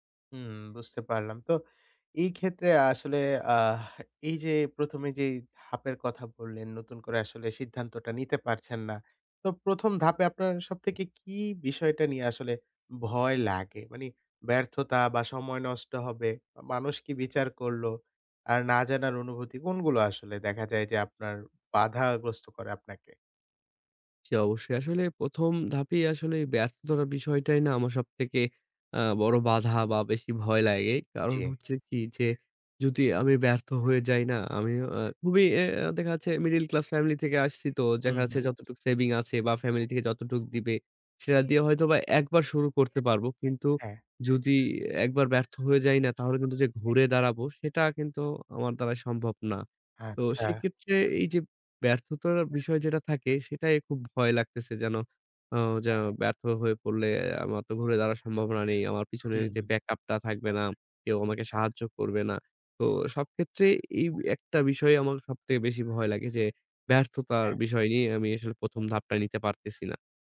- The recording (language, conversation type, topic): Bengali, advice, নতুন প্রকল্পের প্রথম ধাপ নিতে কি আপনার ভয় লাগে?
- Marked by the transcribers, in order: in English: "মিডল ক্লাস ফ্যামিলি"